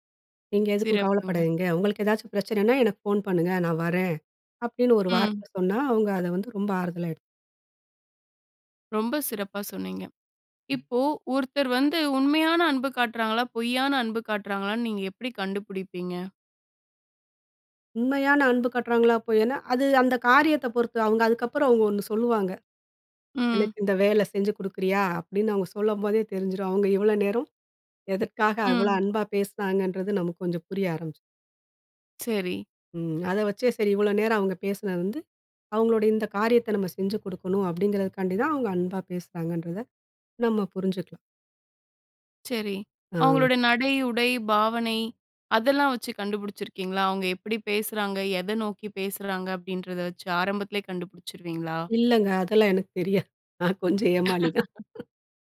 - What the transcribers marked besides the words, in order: laughing while speaking: "அதெல்லாம் எனக்கு தெரியாது. நான் கொஞ்சம் ஏமாளி தான்"; laugh
- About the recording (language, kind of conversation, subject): Tamil, podcast, அன்பை வெளிப்படுத்தும்போது சொற்களையா, செய்கைகளையா—எதையே நீங்கள் அதிகம் நம்புவீர்கள்?